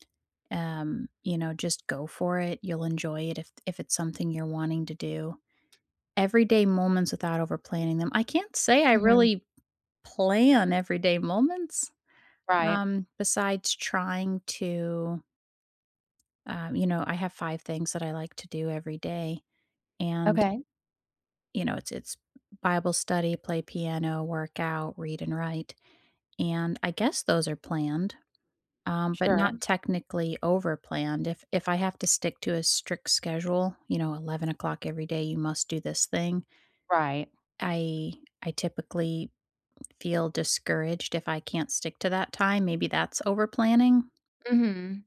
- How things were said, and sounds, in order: tapping; other background noise
- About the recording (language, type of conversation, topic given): English, unstructured, How can I make moments meaningful without overplanning?